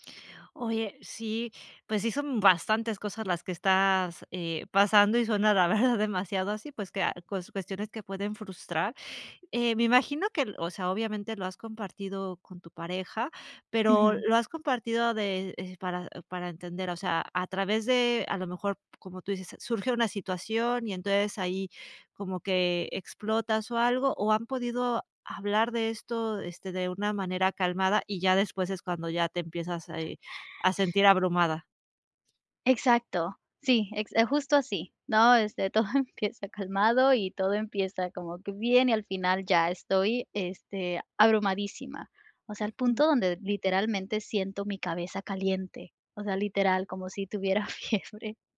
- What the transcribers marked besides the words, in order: laughing while speaking: "la verdad"; laughing while speaking: "todo empieza"; tapping; laughing while speaking: "fiebre"
- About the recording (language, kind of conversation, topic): Spanish, advice, ¿Cómo puedo manejar la ira después de una discusión con mi pareja?